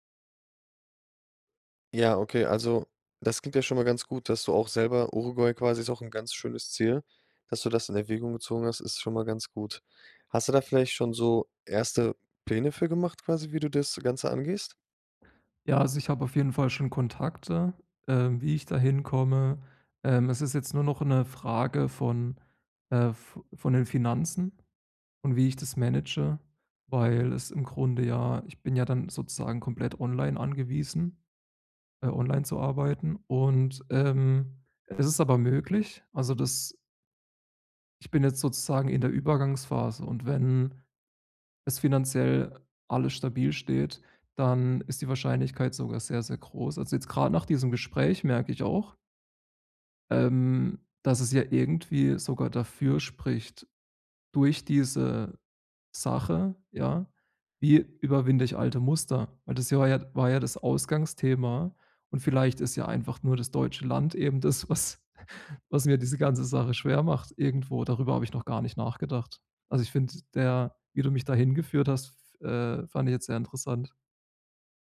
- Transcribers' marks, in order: laughing while speaking: "was"
- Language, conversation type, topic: German, advice, Wie kann ich alte Muster loslassen und ein neues Ich entwickeln?